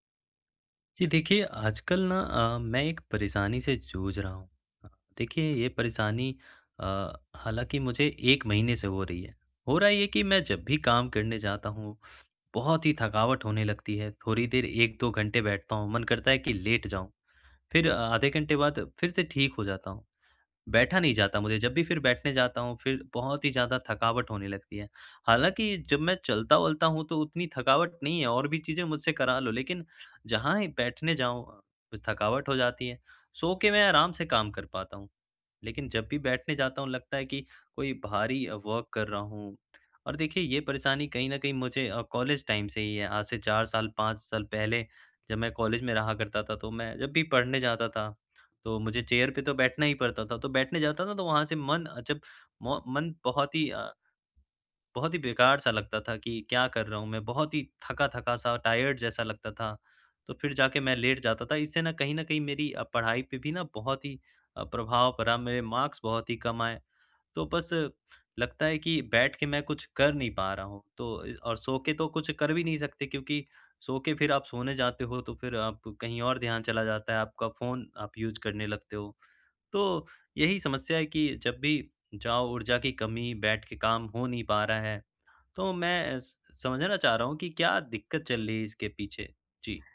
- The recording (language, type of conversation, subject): Hindi, advice, आपको काम के दौरान थकान और ऊर्जा की कमी कब से महसूस हो रही है?
- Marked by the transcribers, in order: other noise; in English: "वर्क"; in English: "टाइम"; in English: "चेयर"; in English: "टायर्ड"; in English: "मार्क्स"; in English: "यूज़"